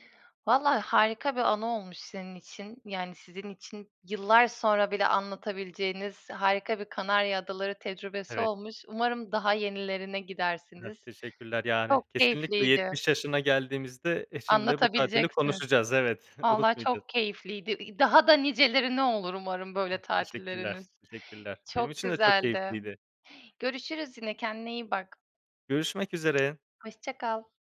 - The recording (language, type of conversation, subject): Turkish, podcast, En unutulmaz seyahat deneyimlerin hangileriydi?
- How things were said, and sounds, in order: chuckle; other background noise